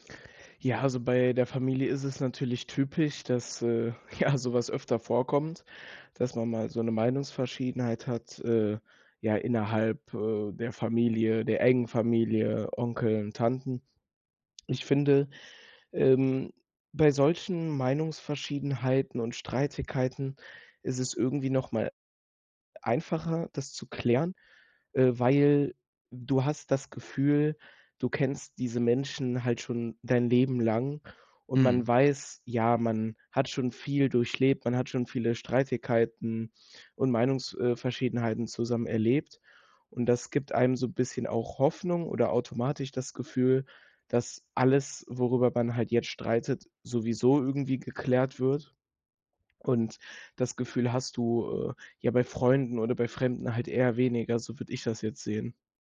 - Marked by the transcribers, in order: laughing while speaking: "ja"
- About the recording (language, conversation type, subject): German, podcast, Wie gehst du mit Meinungsverschiedenheiten um?